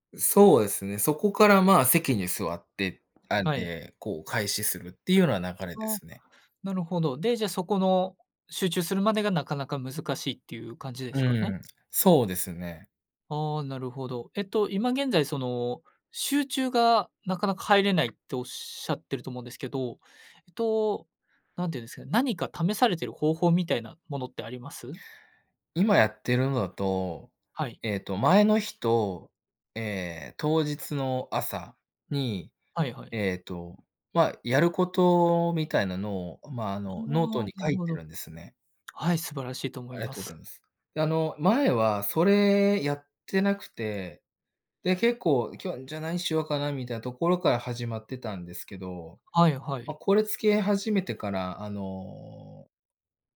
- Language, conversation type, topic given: Japanese, advice, 仕事中に集中するルーティンを作れないときの対処法
- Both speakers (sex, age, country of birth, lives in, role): male, 20-24, Japan, Japan, advisor; male, 30-34, Japan, Japan, user
- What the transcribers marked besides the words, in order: none